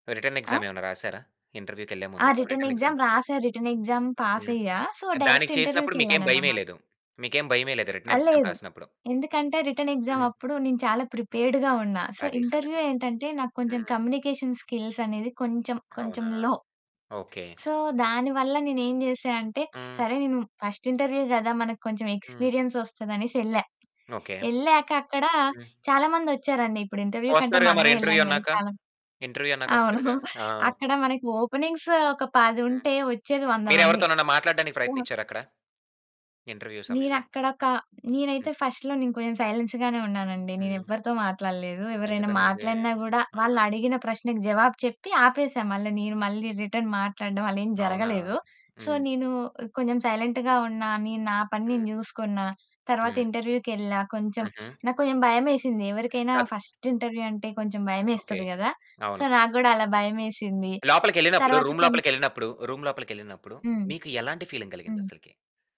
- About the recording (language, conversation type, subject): Telugu, podcast, జీవితంలోని అవరోధాలను మీరు అవకాశాలుగా ఎలా చూస్తారు?
- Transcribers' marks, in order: in English: "రిటన్ ఎక్సామ్"; in English: "ఇంటర్వ్యూకెళ్ళే"; in English: "రిటన్ ఎక్సామ్"; in English: "రిటెన్ ఎక్సామ్"; in English: "రిటెన్ ఎక్సామ్"; in English: "సో, డైరెక్ట్"; in English: "రిటన్ ఎక్సామ్"; in English: "రిటెన్"; in English: "ప్రిపేర్డ్‌గా"; in English: "సో, ఇంటర్వ్యూ"; in English: "కమ్యూనికేషన్ స్కిల్స్"; in English: "లో. సో"; in English: "ఫస్ట్ ఇంటర్వ్యూ"; in English: "ఎక్స్పీరియన్స్"; static; in English: "ఇంటర్వ్యూ"; in English: "ఇంటర్వ్యూ"; in English: "ఇంటర్వ్యూ"; distorted speech; chuckle; in English: "ఓపెనింగ్స్"; unintelligible speech; in English: "ఇంటర్వ్యూ"; in English: "ఫస్ట్‌లో"; in English: "సైలెన్స్"; unintelligible speech; in English: "రిటర్న్"; in English: "సో"; in English: "సైలెంట్‌గా"; in English: "ఇంటర్వ్యూకెళ్ళా"; lip smack; other background noise; in English: "ఫస్ట్ ఇంటర్వ్యూ"; in English: "సో"; in English: "రూమ్"; in English: "రూమ్"; in English: "ఫీలింగ్"